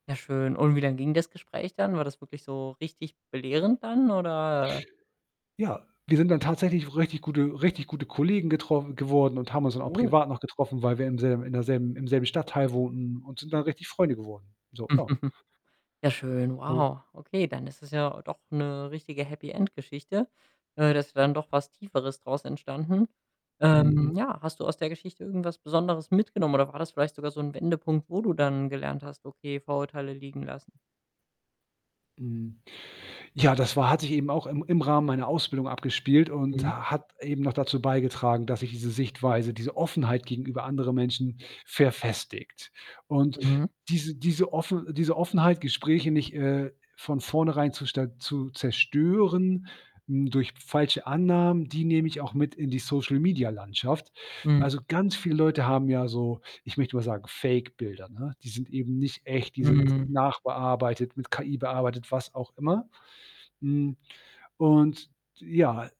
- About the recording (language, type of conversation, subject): German, podcast, Wie kann man verhindern, dass Annahmen Gespräche zerstören?
- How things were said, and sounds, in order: other background noise; distorted speech; chuckle